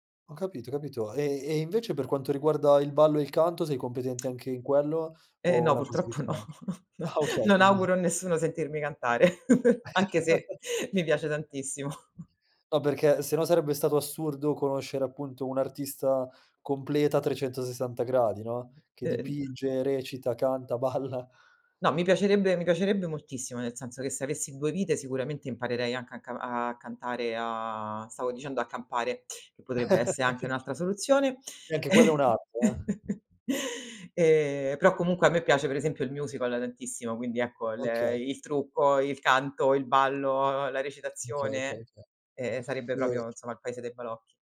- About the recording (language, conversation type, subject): Italian, podcast, Qual è il tuo hobby creativo preferito e come hai iniziato a coltivarlo?
- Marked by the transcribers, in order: other background noise; laughing while speaking: "purtroppo no. No"; chuckle; chuckle; chuckle; laughing while speaking: "balla"; drawn out: "a"; chuckle; chuckle; tapping; "proprio" said as "propio"